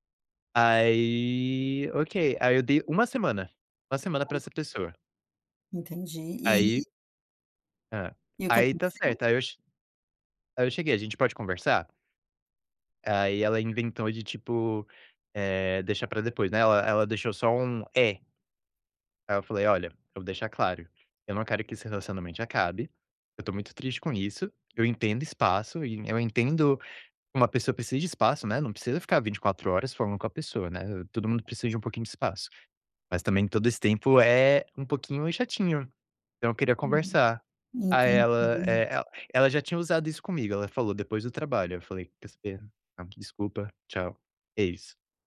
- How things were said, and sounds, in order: drawn out: "Aí"; unintelligible speech; "relacionamento" said as "relacionamente"
- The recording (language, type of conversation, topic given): Portuguese, advice, Como lidar com as inseguranças em um relacionamento à distância?